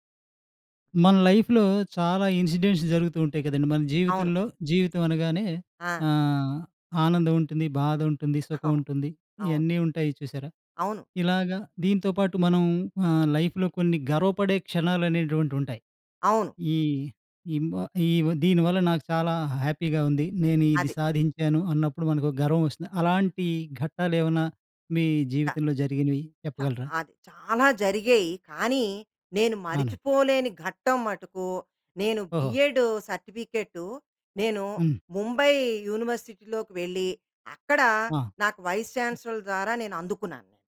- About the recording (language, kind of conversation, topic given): Telugu, podcast, మీరు గర్వపడే ఒక ఘట్టం గురించి వివరించగలరా?
- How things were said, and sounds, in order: tapping; in English: "ఇన్సిడెంట్స్"; chuckle; in English: "లైఫ్‌లో"; in English: "హ్యాపీగా"; stressed: "చాలా"; in English: "బిఎడ్"; in English: "వైస్ చాన్సలర్"; other noise